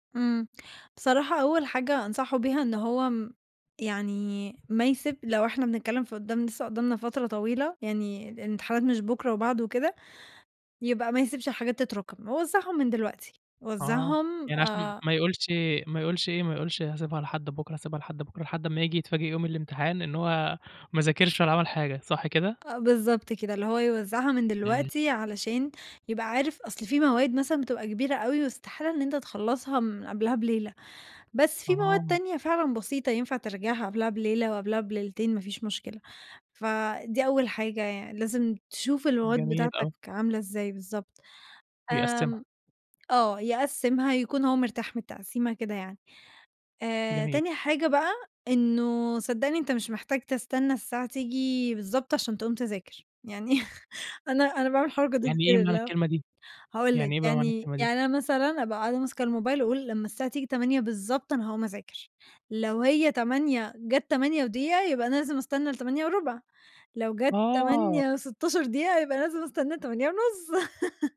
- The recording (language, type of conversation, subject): Arabic, podcast, إيه نصيحتك للطلاب اللي بيواجهوا ضغط الامتحانات؟
- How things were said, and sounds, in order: tapping; laughing while speaking: "يعني"; laugh